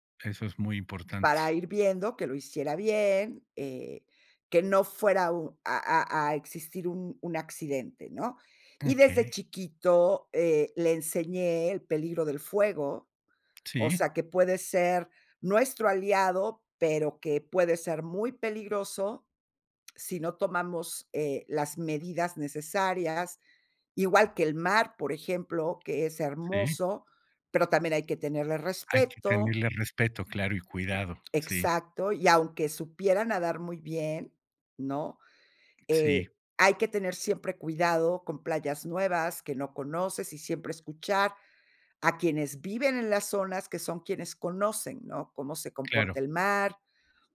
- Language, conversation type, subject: Spanish, podcast, ¿Cómo involucras a los niños en la cocina para que cocinar sea un acto de cuidado?
- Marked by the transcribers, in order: tapping